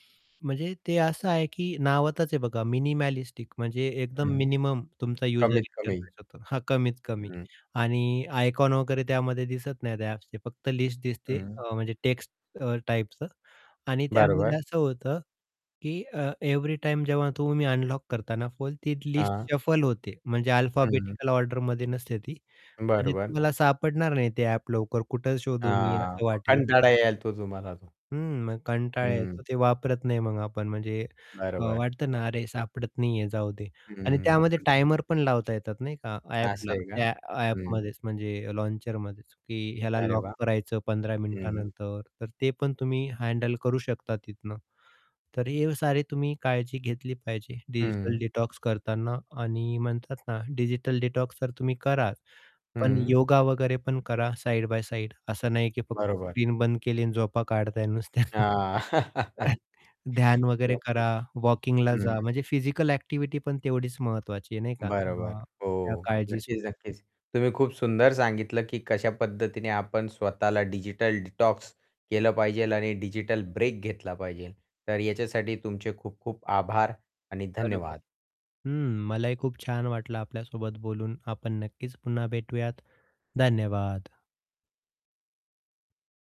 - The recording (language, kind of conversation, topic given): Marathi, podcast, डिजिटल ब्रेक कधी घ्यावा आणि किती वेळा घ्यावा?
- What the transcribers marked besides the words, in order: in English: "मिनिमॅलिस्टिक"; static; other background noise; distorted speech; in English: "एव्हरी टाईम"; in English: "अनलॉक"; in English: "अल्फाबेटिकल ऑर्डरमध्ये"; tapping; in English: "डिजिटल डिटॉक्स"; in English: "डिजिटल डिटॉक्स"; in English: "साइड बाय साइड"; laugh; chuckle; "पाहिजे" said as "पाहिजेल"; "पाहिजे" said as "पाहिजेल"